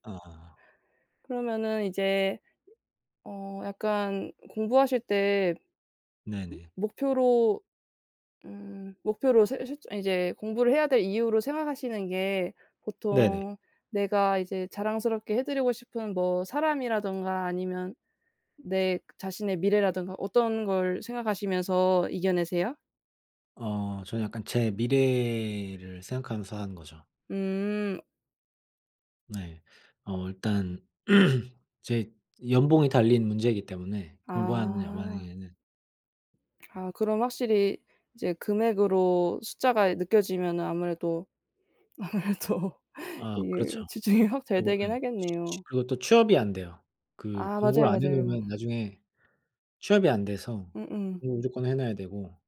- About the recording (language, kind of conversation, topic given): Korean, unstructured, 어떻게 하면 공부에 대한 흥미를 잃지 않을 수 있을까요?
- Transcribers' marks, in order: other background noise; throat clearing; laughing while speaking: "아무래도 이게 집중이"